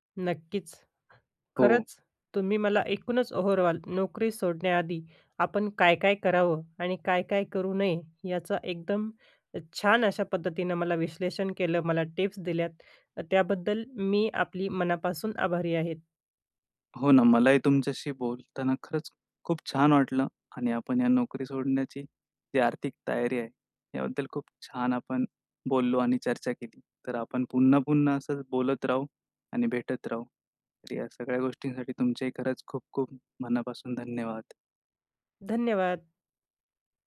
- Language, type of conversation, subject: Marathi, podcast, नोकरी सोडण्याआधी आर्थिक तयारी कशी करावी?
- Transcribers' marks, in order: in English: "ओव्हरऑल"